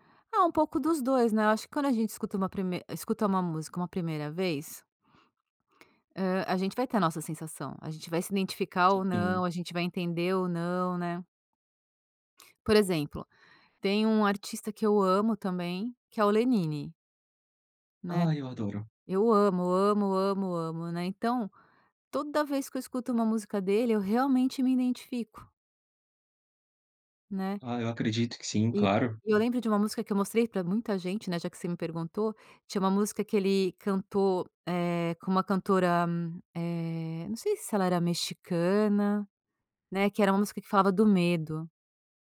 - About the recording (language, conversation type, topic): Portuguese, podcast, Tem alguma música que te lembra o seu primeiro amor?
- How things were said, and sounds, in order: unintelligible speech